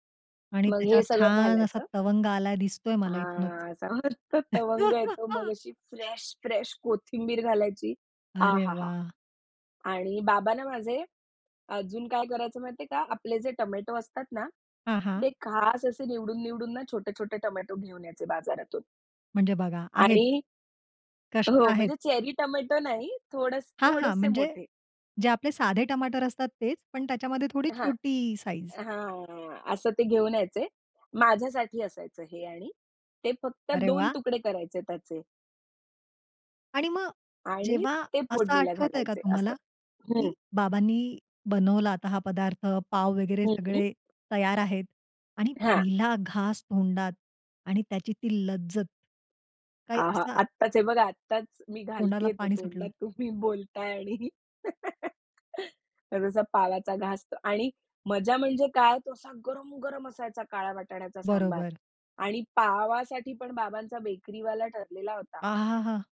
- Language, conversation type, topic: Marathi, podcast, अन्नामुळे आठवलेली तुमची एखादी खास कौटुंबिक आठवण सांगाल का?
- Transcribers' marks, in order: drawn out: "हां"; tapping; laugh; in English: "फ्रेश, फ्रेश"; joyful: "आ! हा! हा!"; other background noise; drawn out: "हां"; laughing while speaking: "तोंडात तुम्ही बोलताय आणि"; laugh